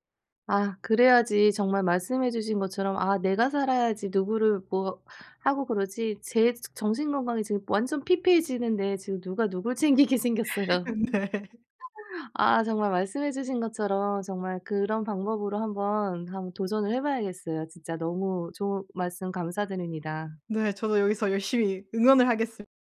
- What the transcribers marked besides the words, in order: laugh; laughing while speaking: "네"; laughing while speaking: "챙기게 생겼어요"; laugh
- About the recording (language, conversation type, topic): Korean, advice, 집 환경 때문에 쉬기 어려울 때 더 편하게 쉬려면 어떻게 해야 하나요?